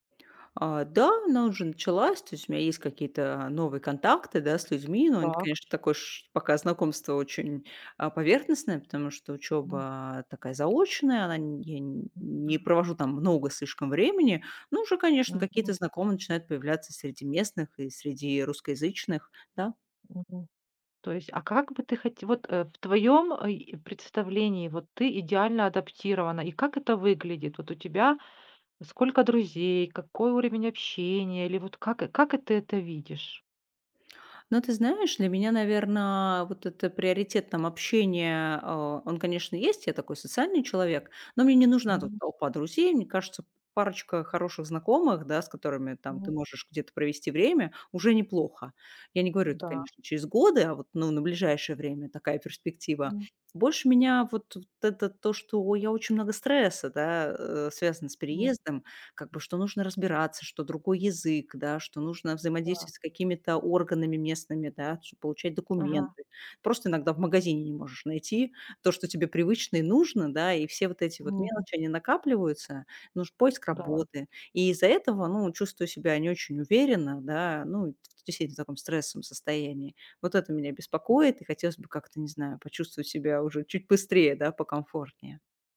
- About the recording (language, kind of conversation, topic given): Russian, advice, Как проходит ваш переезд в другой город и адаптация к новой среде?
- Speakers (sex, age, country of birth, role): female, 35-39, Russia, user; female, 40-44, Ukraine, advisor
- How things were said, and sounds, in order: tapping; unintelligible speech; unintelligible speech